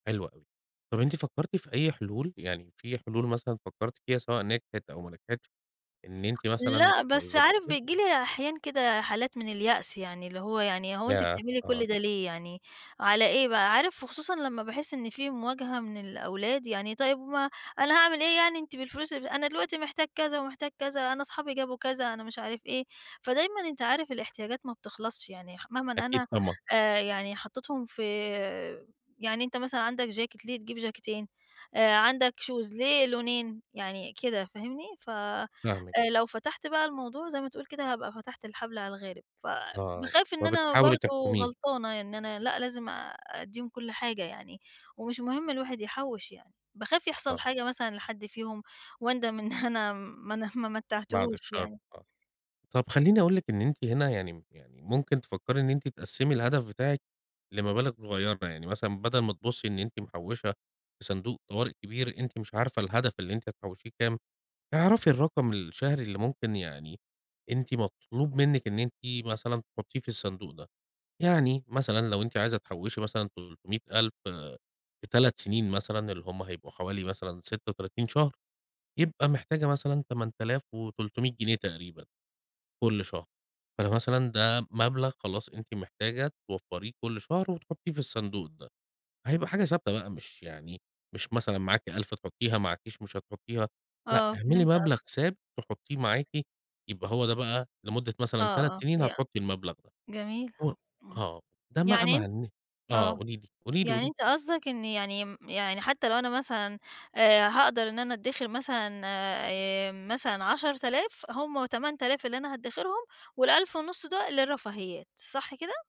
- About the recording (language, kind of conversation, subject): Arabic, advice, إزاي أحدد أولوياتي في التوفير لهدف كبير زي بيت أو تعليم لما تبقى الأولويات مش واضحة؟
- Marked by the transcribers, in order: unintelligible speech; in English: "شوز"; laughing while speaking: "ما ن ما متّعتهوش يعني"; unintelligible speech